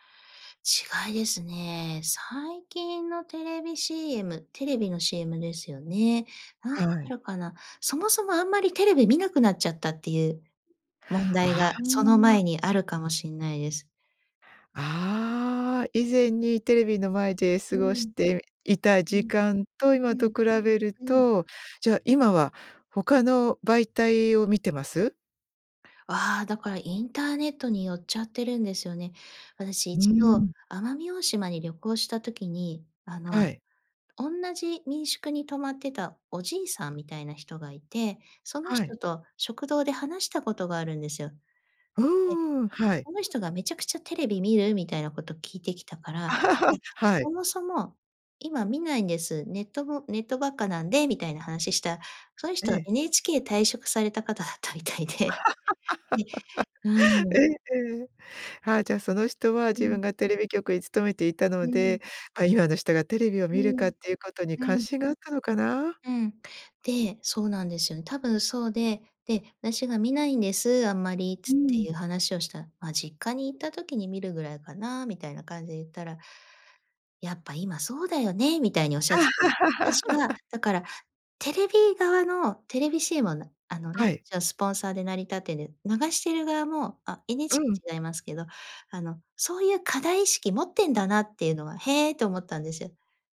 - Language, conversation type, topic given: Japanese, podcast, 昔のCMで記憶に残っているものは何ですか?
- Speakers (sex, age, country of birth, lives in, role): female, 45-49, Japan, Japan, guest; female, 55-59, Japan, United States, host
- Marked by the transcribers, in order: laugh; laughing while speaking: "だったみたいで"; laugh; other background noise; laugh